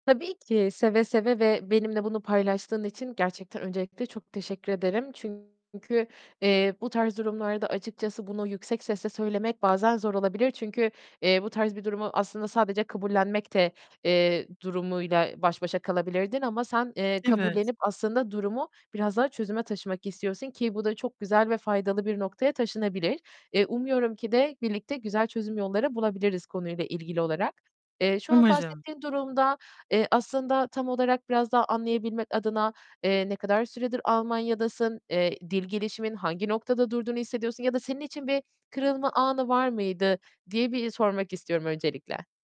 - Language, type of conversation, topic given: Turkish, advice, Zamanla sönüp giden tutkumu veya ilgimi nasıl sürdürebilirim?
- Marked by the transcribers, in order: distorted speech; tapping